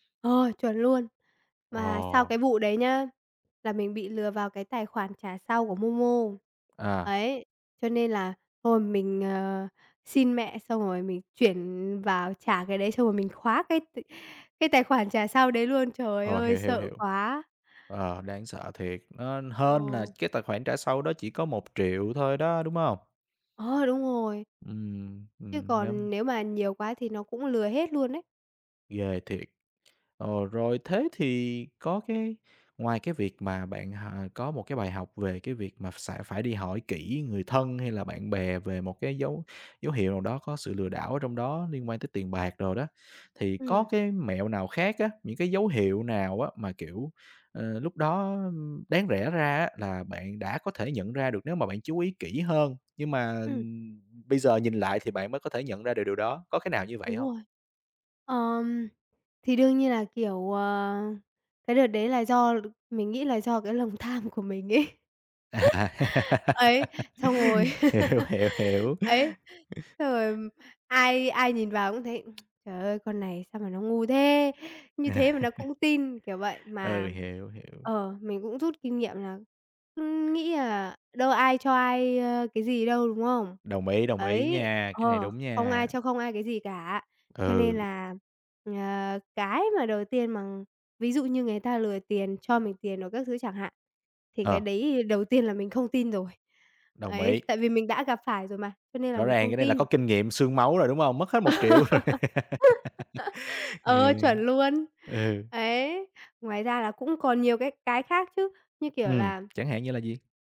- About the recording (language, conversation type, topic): Vietnamese, podcast, Bạn có thể kể về lần bạn bị lừa trên mạng và bài học rút ra từ đó không?
- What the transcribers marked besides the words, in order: tapping; laughing while speaking: "tham"; laugh; laughing while speaking: "À. Hiểu, hiểu"; laugh; tsk; other noise; laugh; other background noise; laugh; laughing while speaking: "rồi"; laugh